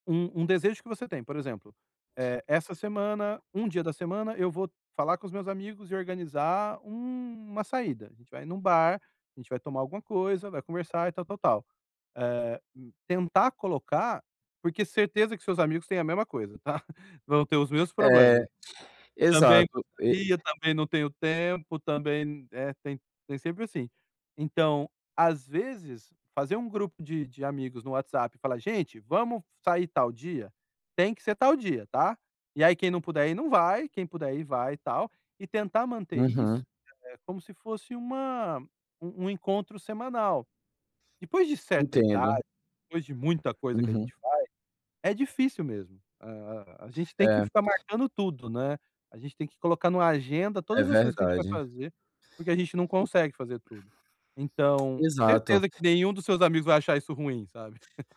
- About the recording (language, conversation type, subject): Portuguese, advice, Como posso proteger melhor meu tempo e meu espaço pessoal?
- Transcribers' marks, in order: other background noise; tapping; chuckle